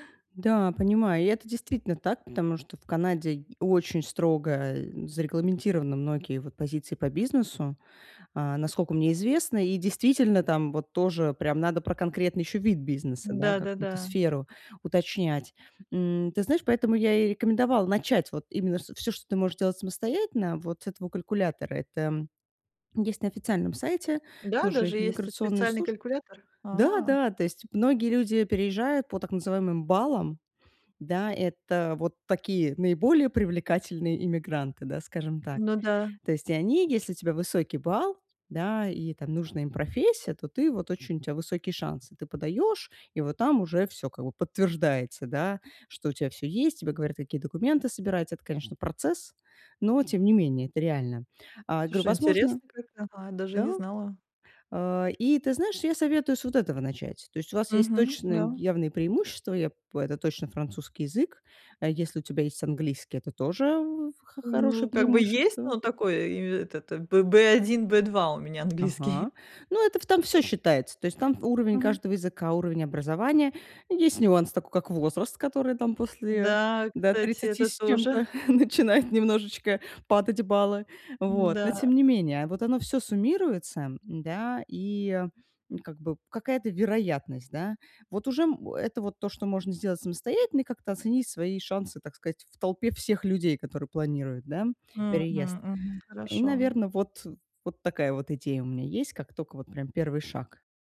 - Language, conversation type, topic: Russian, advice, Как мне заранее выявить возможные препятствия и подготовиться к ним?
- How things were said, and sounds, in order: other background noise; chuckle; chuckle